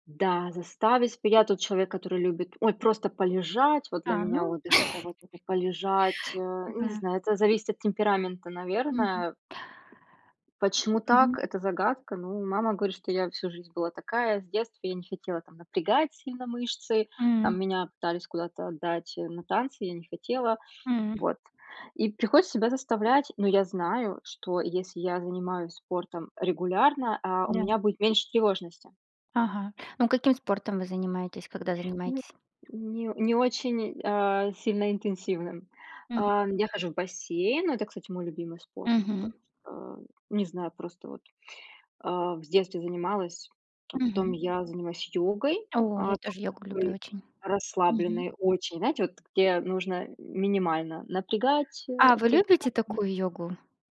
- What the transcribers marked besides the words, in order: chuckle; tapping; other background noise
- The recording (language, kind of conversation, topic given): Russian, unstructured, Как спорт влияет на твоё настроение каждый день?